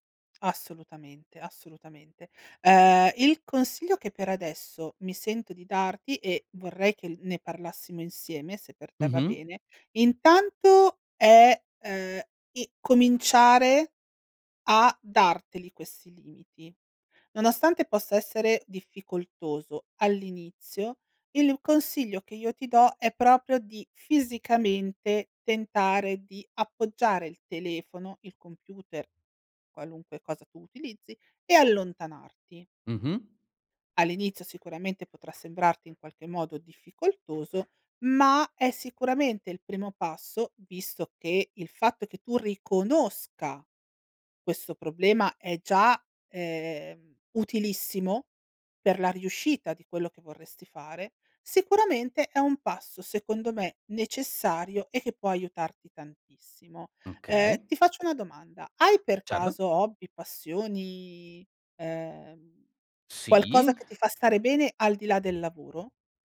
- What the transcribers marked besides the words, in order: other background noise
- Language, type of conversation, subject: Italian, advice, Come posso isolarmi mentalmente quando lavoro da casa?